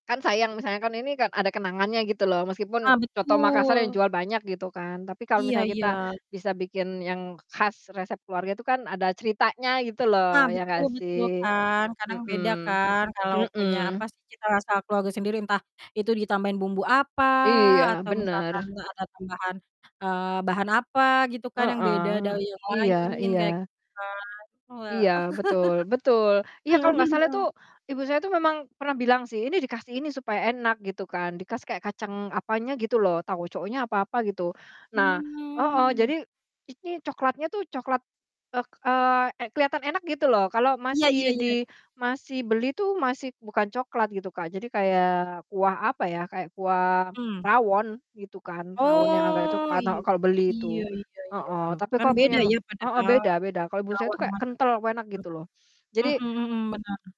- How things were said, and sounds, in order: distorted speech; static; laugh; drawn out: "Hmm"; drawn out: "Oh"; tapping
- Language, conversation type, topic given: Indonesian, unstructured, Makanan apa yang selalu membuat kamu rindu suasana rumah?